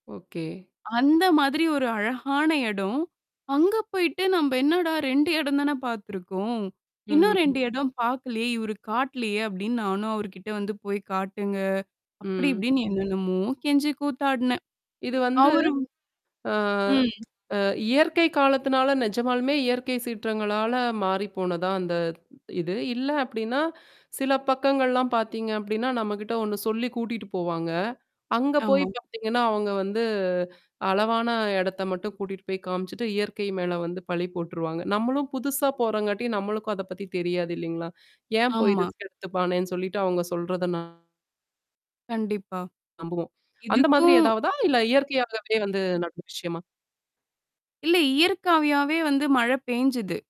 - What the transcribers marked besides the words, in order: distorted speech; other background noise; tsk; tapping; in English: "ரிஸ்க்"; "இயற்கையாவே" said as "இயர்க்காவியாவே"
- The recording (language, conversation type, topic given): Tamil, podcast, திட்டமில்லாமல் திடீரென நடந்த ஒரு சாகசத்தை நீங்கள் பகிர முடியுமா?